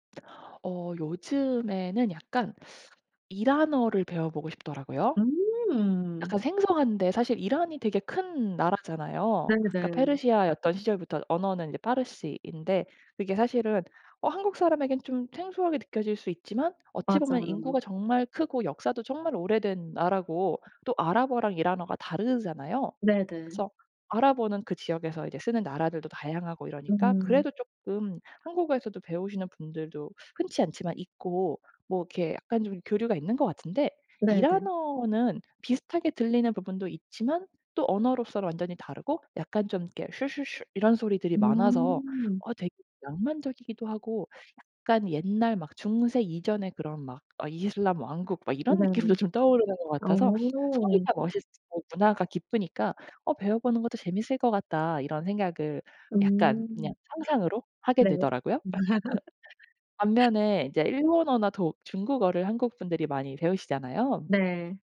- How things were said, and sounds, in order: teeth sucking; other background noise; put-on voice: "슈슈슈"; laughing while speaking: "좀"; laugh
- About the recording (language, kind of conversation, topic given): Korean, podcast, 언어가 당신의 정체성에 어떤 역할을 하나요?